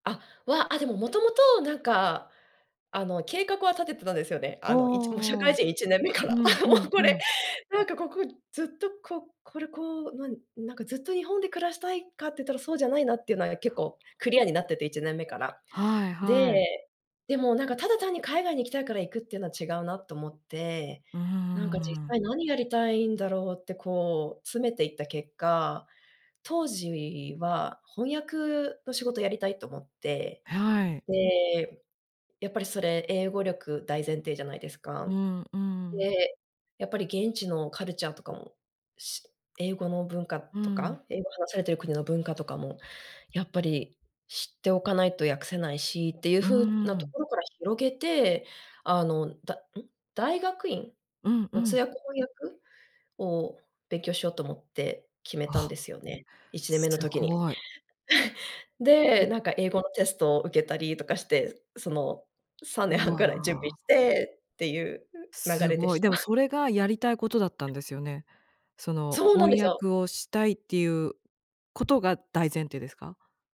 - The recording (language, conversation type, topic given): Japanese, podcast, やりたいことと安定、どっちを優先する？
- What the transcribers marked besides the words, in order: laughing while speaking: "ああ、もうこれ、なんかここ"; laugh; laughing while speaking: "さんねんはん くらい"; chuckle; other background noise